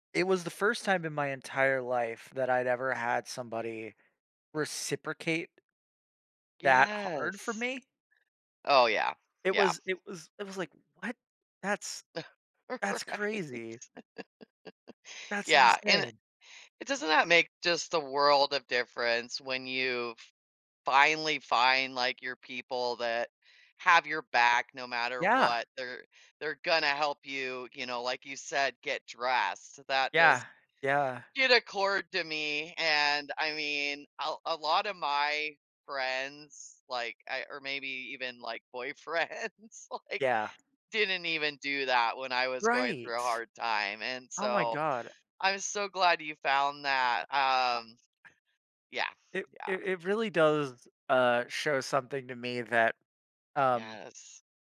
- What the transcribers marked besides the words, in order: other background noise; drawn out: "Yes"; chuckle; laughing while speaking: "Right"; tapping; laughing while speaking: "boyfriends"
- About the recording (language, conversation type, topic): English, unstructured, What qualities help build strong and lasting friendships?
- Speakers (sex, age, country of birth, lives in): female, 45-49, United States, United States; male, 30-34, United States, United States